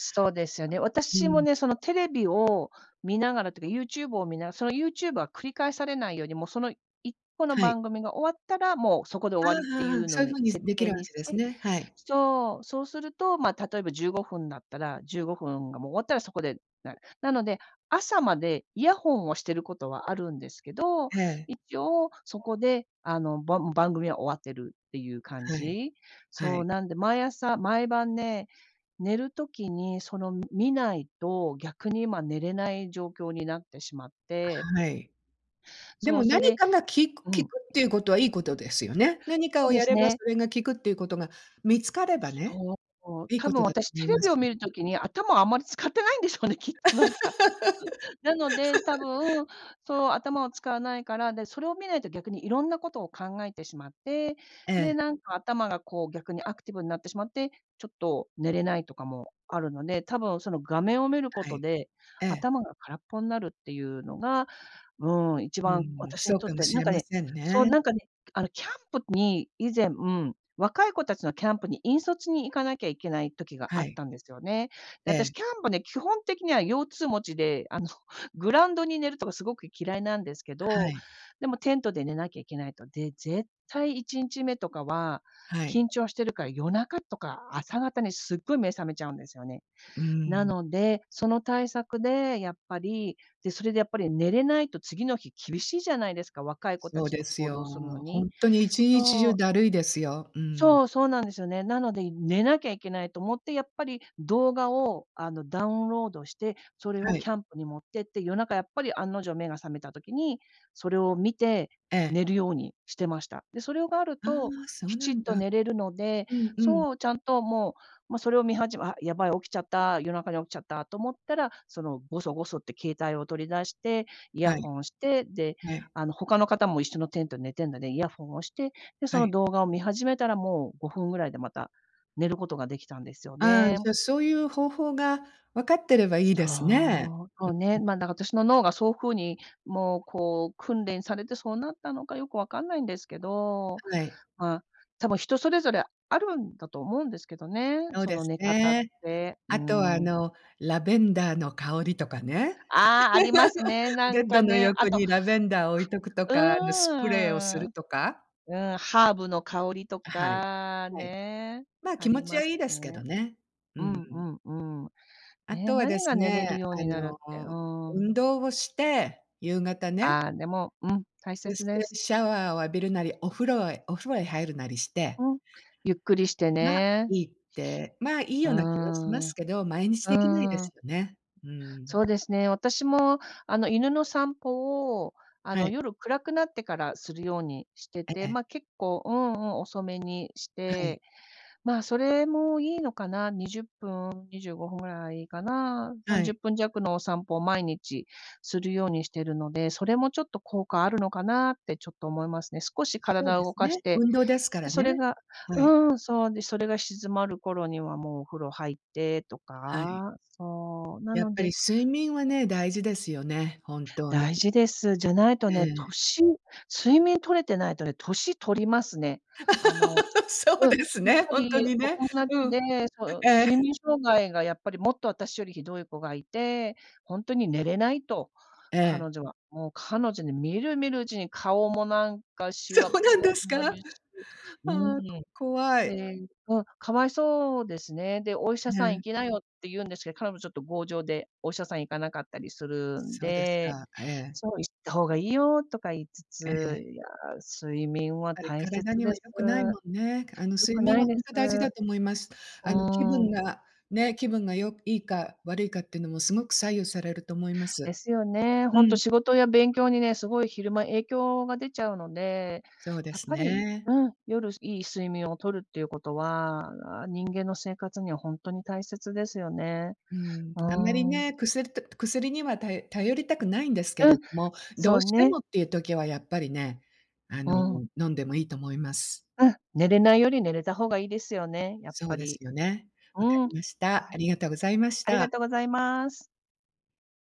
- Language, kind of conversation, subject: Japanese, unstructured, 睡眠はあなたの気分にどんな影響を与えますか？
- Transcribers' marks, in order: other background noise; laughing while speaking: "使ってないんでしょうね、きっと、何か"; laugh; laugh; laugh; laughing while speaking: "そうですね、ほんとにね"; laughing while speaking: "そうなんですか？"; tapping